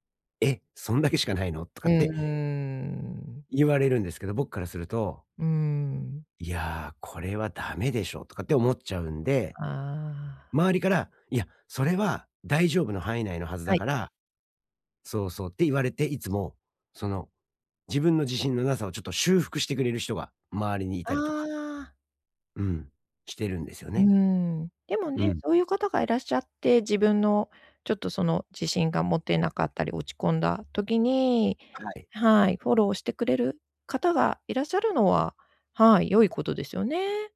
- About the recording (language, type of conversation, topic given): Japanese, advice, 自分の能力に自信が持てない
- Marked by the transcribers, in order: other noise